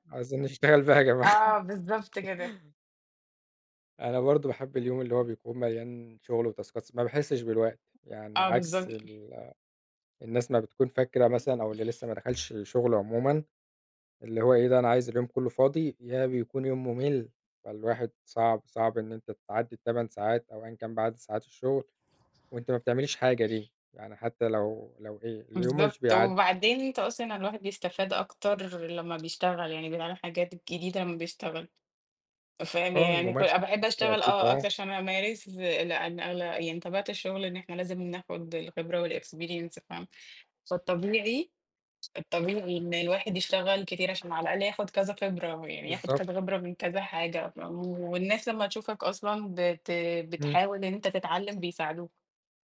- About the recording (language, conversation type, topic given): Arabic, unstructured, إيه أحسن يوم عدى عليك في شغلك وليه؟
- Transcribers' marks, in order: laughing while speaking: "نشتغل بقى يا جماعة"; in English: "وتاسكات"; in English: "والexperience"; other background noise